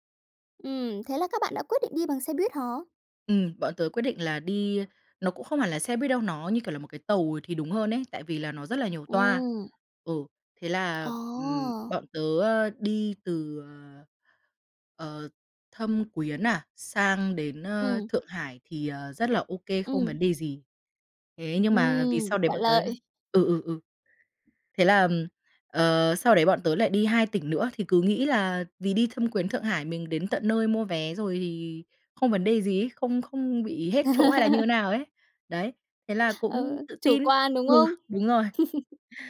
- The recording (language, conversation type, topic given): Vietnamese, podcast, Bạn có thể kể về một sai lầm khi đi du lịch và bài học bạn rút ra từ đó không?
- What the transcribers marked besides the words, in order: tapping; other background noise; laugh; laughing while speaking: "Ừ"; laugh